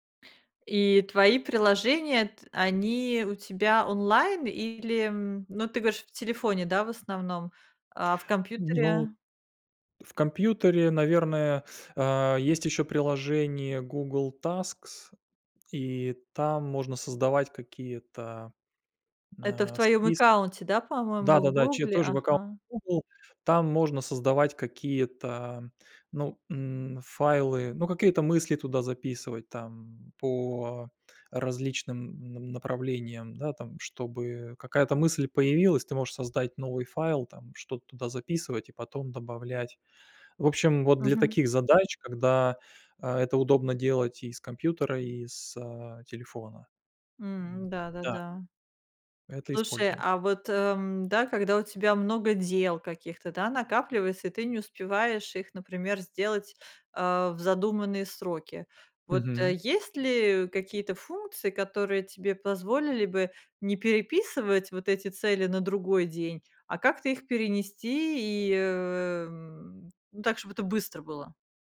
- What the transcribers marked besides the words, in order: none
- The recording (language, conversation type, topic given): Russian, podcast, Как вы выбираете приложение для списка дел?